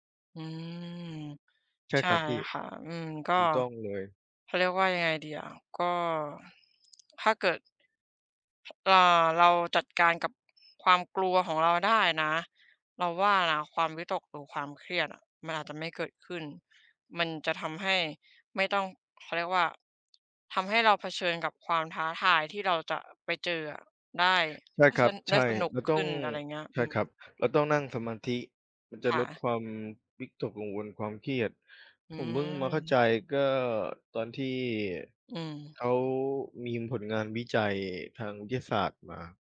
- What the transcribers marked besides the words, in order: tapping; other background noise
- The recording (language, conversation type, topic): Thai, unstructured, ทำไมหลายคนถึงกลัวความล้มเหลวในการวางแผนอนาคต?